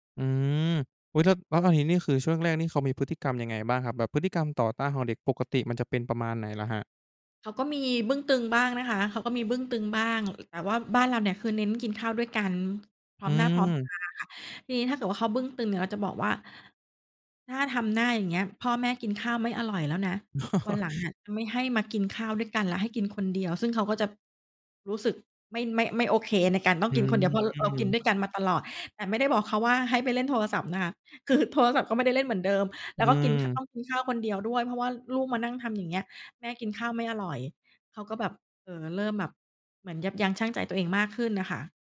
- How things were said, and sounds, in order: tapping; laughing while speaking: "อ้อ"; other background noise
- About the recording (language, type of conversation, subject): Thai, podcast, คุณตั้งกฎเรื่องการใช้โทรศัพท์มือถือระหว่างมื้ออาหารอย่างไร?